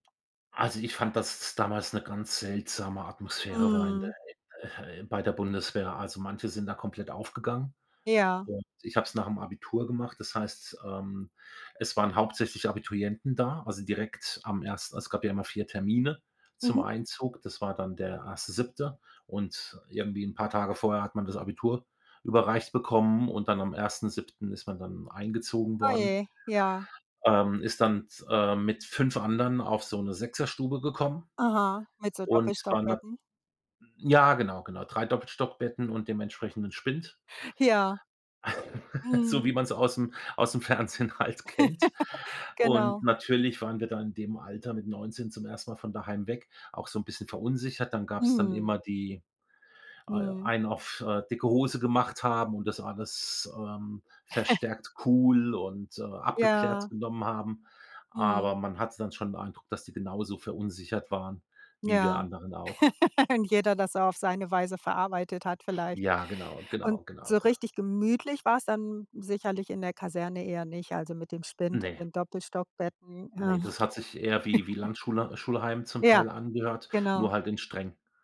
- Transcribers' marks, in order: other background noise; laugh; laughing while speaking: "Fernsehen halt kennt"; chuckle; chuckle; laugh; chuckle
- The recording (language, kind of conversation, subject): German, podcast, Kannst du mir von dem Tag erzählen, an dem du aus dem Elternhaus ausgezogen bist?
- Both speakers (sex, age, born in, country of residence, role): female, 55-59, Germany, United States, host; male, 55-59, Germany, Germany, guest